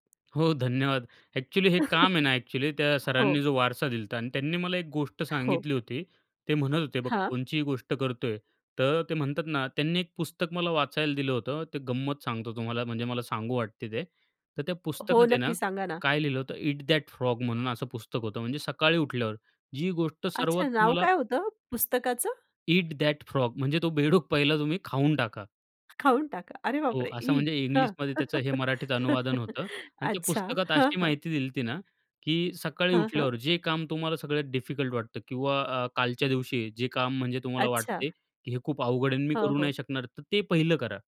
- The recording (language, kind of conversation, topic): Marathi, podcast, तुमच्या शिक्षणप्रवासात तुम्हाला सर्वाधिक घडवण्यात सर्वात मोठा वाटा कोणत्या मार्गदर्शकांचा होता?
- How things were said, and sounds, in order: other background noise; in English: "एक्चुअली"; chuckle; in English: "एक्चुअली"; laughing while speaking: "बेडूक"; chuckle; in English: "डिफिकल्ट"